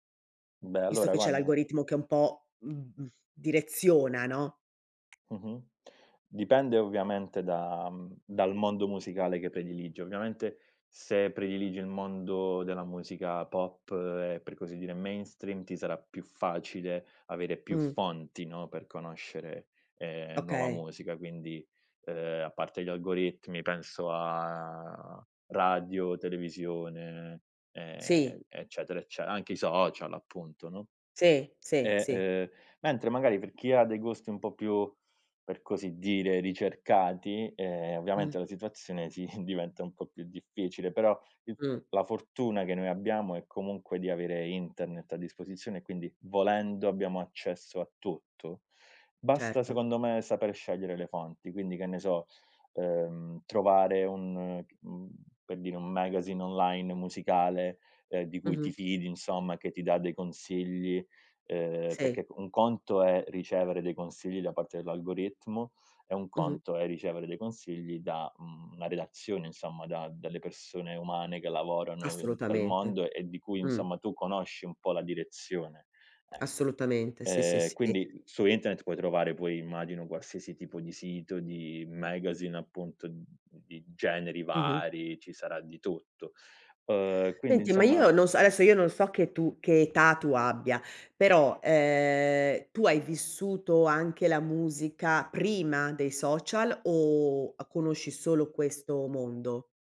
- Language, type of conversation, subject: Italian, podcast, Come i social hanno cambiato il modo in cui ascoltiamo la musica?
- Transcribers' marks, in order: tapping; in English: "mainstream"; chuckle; in English: "magazine"; other background noise; in English: "magazine"